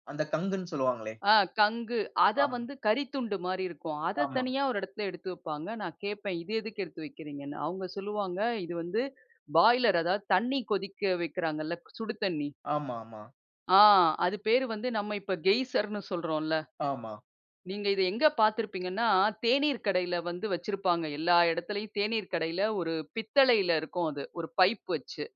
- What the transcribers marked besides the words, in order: other noise; other background noise
- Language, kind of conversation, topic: Tamil, podcast, சமையலைத் தொடங்குவதற்கு முன் உங்கள் வீட்டில் கடைப்பிடிக்கும் மரபு என்ன?